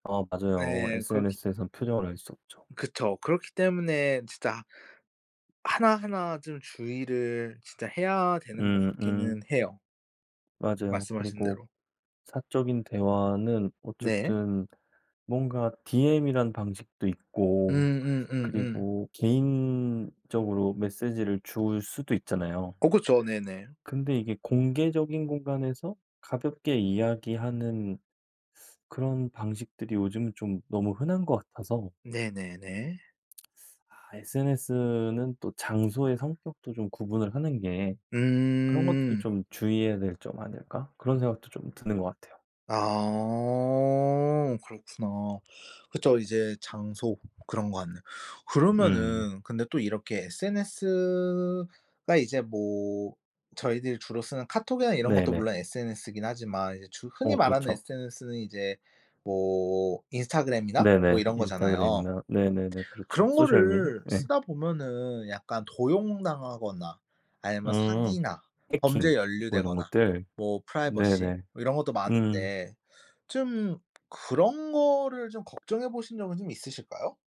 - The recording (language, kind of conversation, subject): Korean, podcast, SNS에서 대화할 때 주의해야 할 점은 무엇인가요?
- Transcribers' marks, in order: tapping; other background noise; in English: "소셜 미디어"